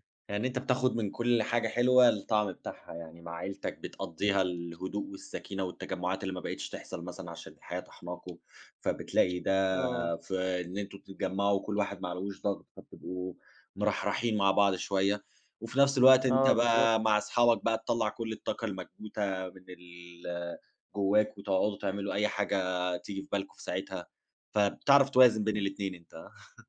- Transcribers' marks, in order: other noise; tapping; chuckle
- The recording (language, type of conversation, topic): Arabic, podcast, بتحب تسافر لوحدك ولا مع ناس وليه؟